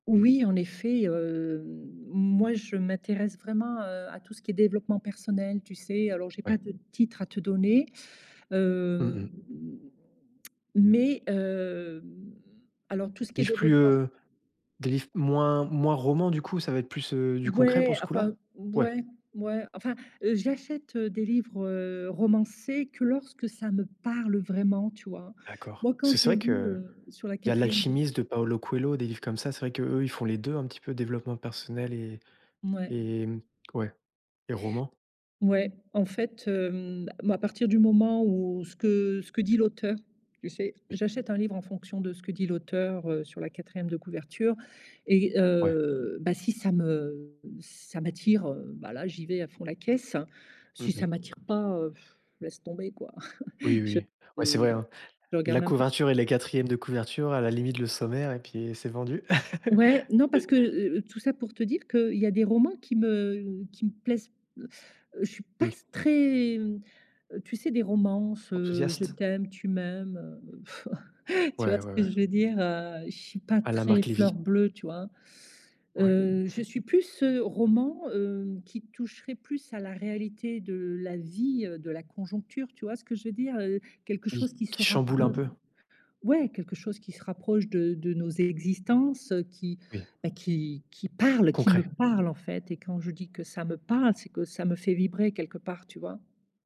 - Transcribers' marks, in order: drawn out: "hem"; drawn out: "hem"; tongue click; stressed: "parle"; other background noise; blowing; chuckle; laugh; other noise; blowing; chuckle; tapping; stressed: "parle"; stressed: "parle"
- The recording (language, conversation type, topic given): French, podcast, Comment fais-tu pour te mettre dans ta bulle quand tu lis un livre ?